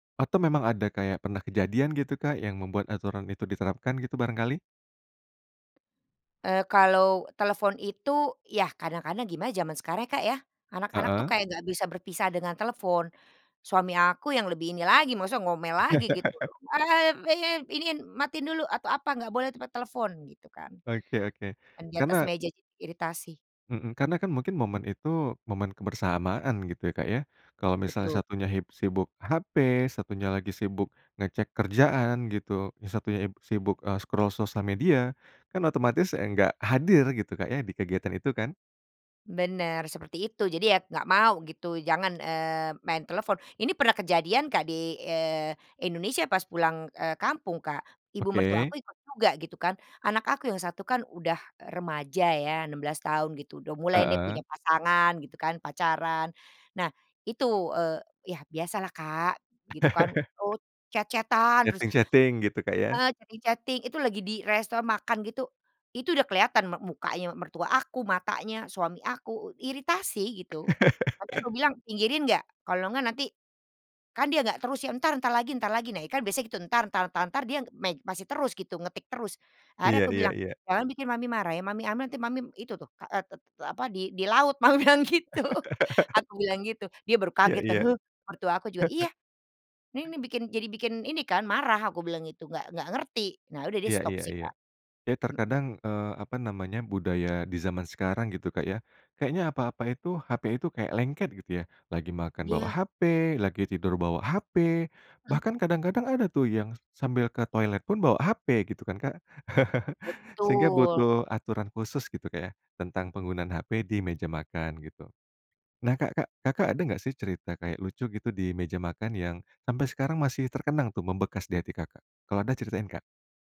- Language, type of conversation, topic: Indonesian, podcast, Bagaimana tradisi makan bersama keluarga di rumahmu?
- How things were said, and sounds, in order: tapping; other background noise; laugh; in English: "scroll"; in English: "chat-chat-an"; chuckle; in English: "chatting chatting"; in English: "Chatting-chatting"; laugh; laughing while speaking: "mami bilang gitu"; laugh; chuckle; chuckle